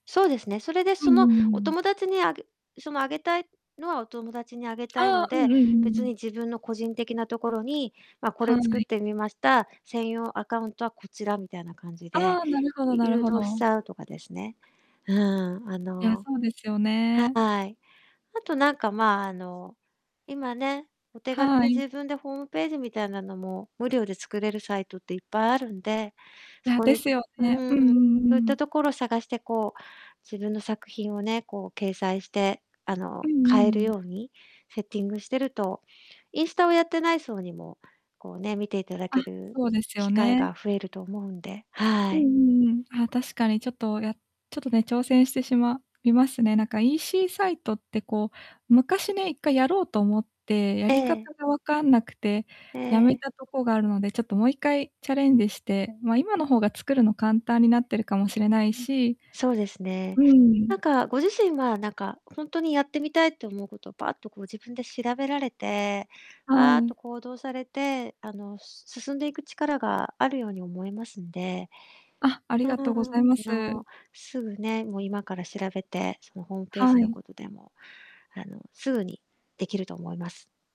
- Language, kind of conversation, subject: Japanese, advice, 新プロジェクトの方向性を決められず、前に進めないときはどうすればよいですか？
- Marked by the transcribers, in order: distorted speech; tapping; other background noise